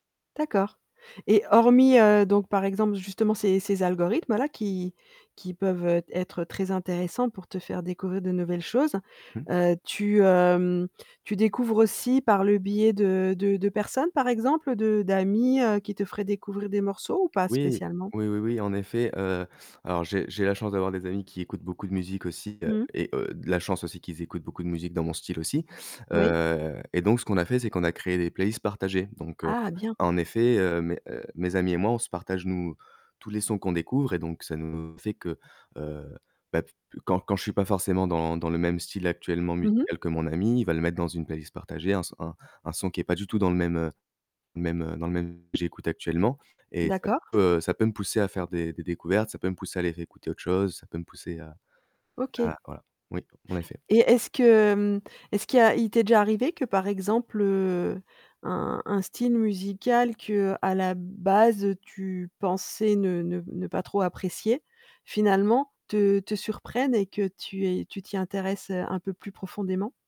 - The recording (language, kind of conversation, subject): French, podcast, Qu’est-ce qui te pousse à explorer un nouveau style musical ?
- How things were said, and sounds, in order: static; tapping; distorted speech